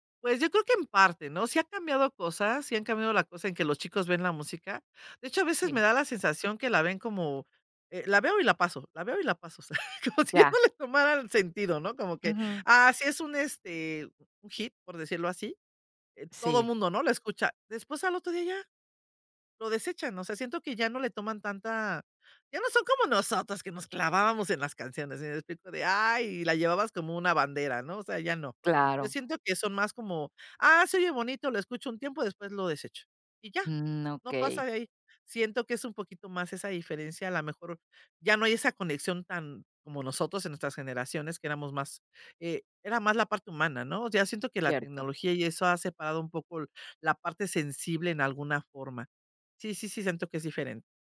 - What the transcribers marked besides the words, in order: laughing while speaking: "O sea, como si ya … ¿no? Como que"; other background noise
- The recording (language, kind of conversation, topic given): Spanish, podcast, ¿Qué papel tiene la nostalgia en tus elecciones musicales?